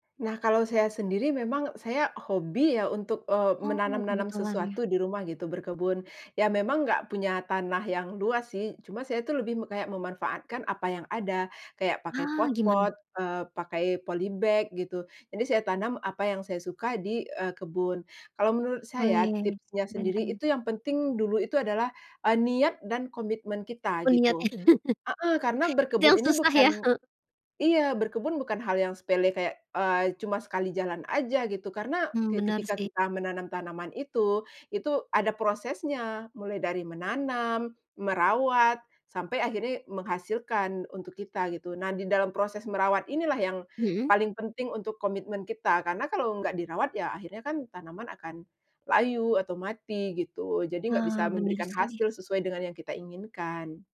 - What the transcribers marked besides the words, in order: in English: "polybag"; laughing while speaking: "ya"; chuckle
- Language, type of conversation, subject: Indonesian, podcast, Apa tips penting untuk mulai berkebun di rumah?